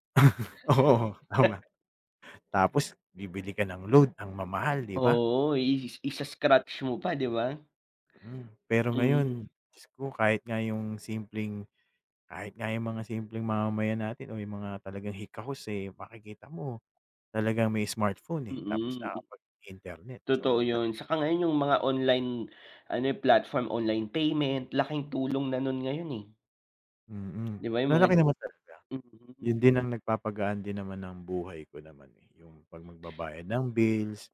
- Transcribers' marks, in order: laugh; laughing while speaking: "Oo tama"; laugh; other background noise; tapping; dog barking
- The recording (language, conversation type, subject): Filipino, unstructured, Paano mo gagamitin ang teknolohiya para mapadali ang buhay mo?